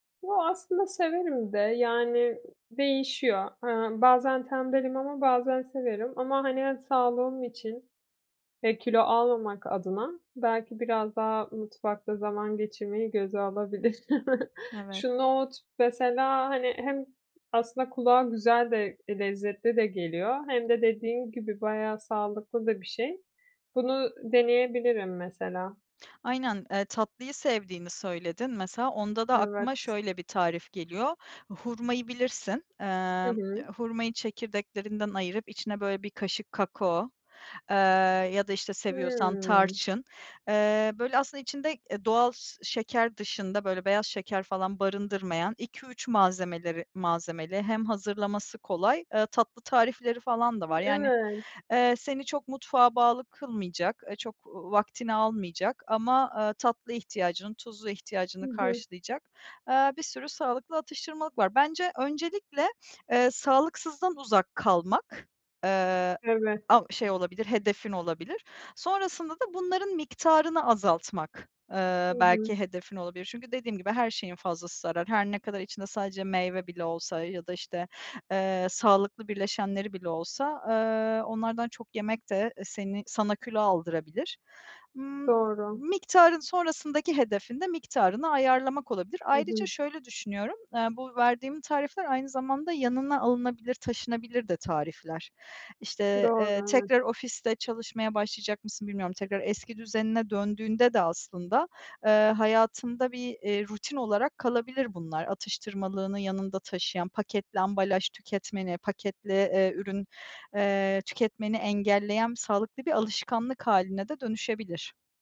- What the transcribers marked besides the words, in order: chuckle; drawn out: "Hıı"
- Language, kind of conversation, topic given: Turkish, advice, Günlük yaşamımda atıştırma dürtülerimi nasıl daha iyi kontrol edebilirim?